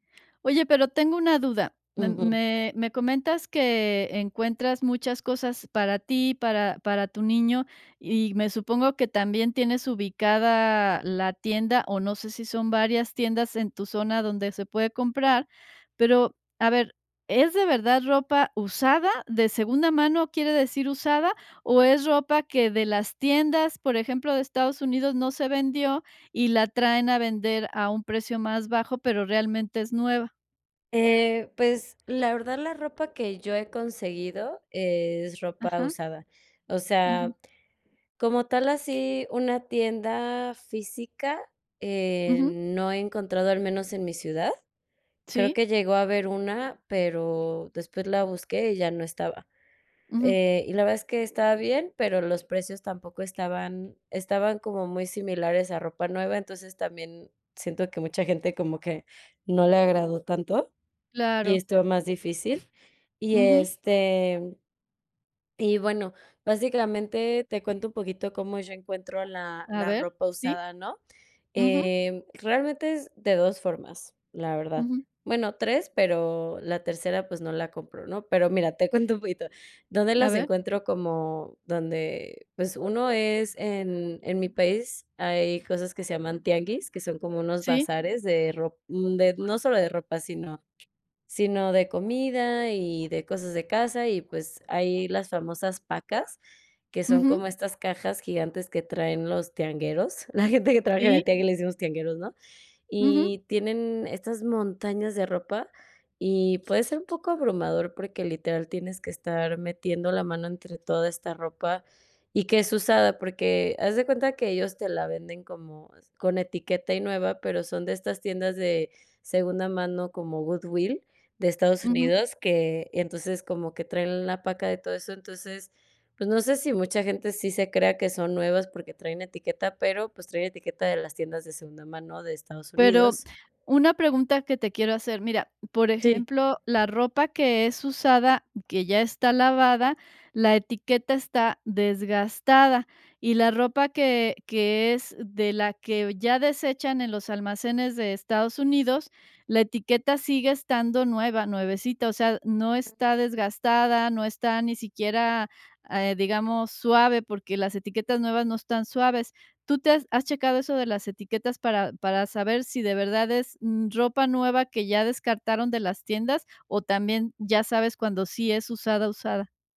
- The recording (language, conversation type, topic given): Spanish, podcast, ¿Qué opinas sobre comprar ropa de segunda mano?
- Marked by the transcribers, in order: tapping; laughing while speaking: "te cuento un poquito"